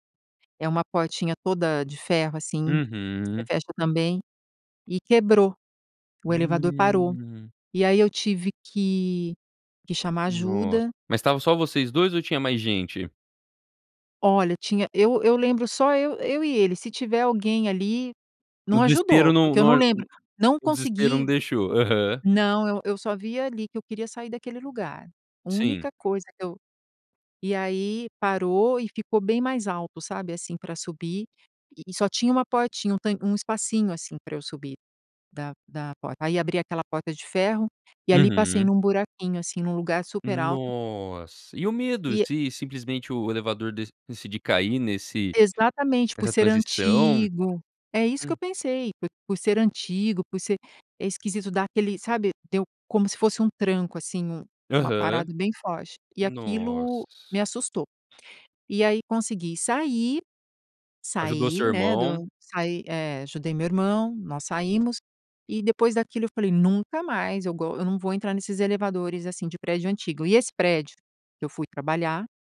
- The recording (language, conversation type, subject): Portuguese, podcast, Como foi seu primeiro emprego e o que você aprendeu nele?
- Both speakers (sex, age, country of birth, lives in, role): female, 50-54, Brazil, United States, guest; male, 18-19, United States, United States, host
- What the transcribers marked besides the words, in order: tapping; "desespero" said as "despero"